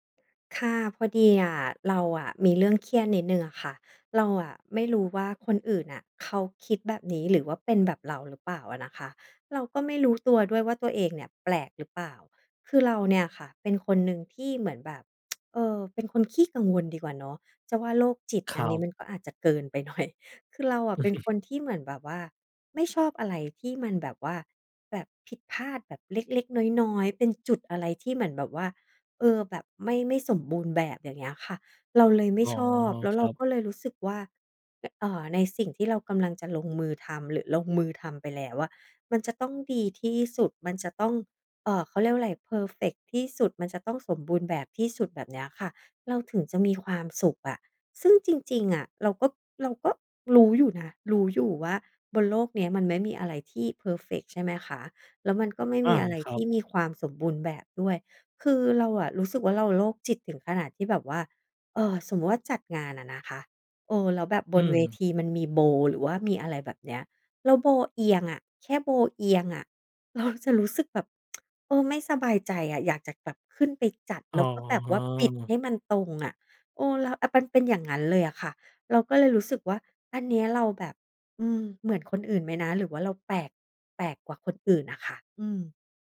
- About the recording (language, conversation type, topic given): Thai, advice, ทำไมคุณถึงติดความสมบูรณ์แบบจนกลัวเริ่มงานและผัดวันประกันพรุ่ง?
- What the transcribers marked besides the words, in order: tsk; laughing while speaking: "หน่อย"; chuckle; laughing while speaking: "เราจะ"; tsk; other background noise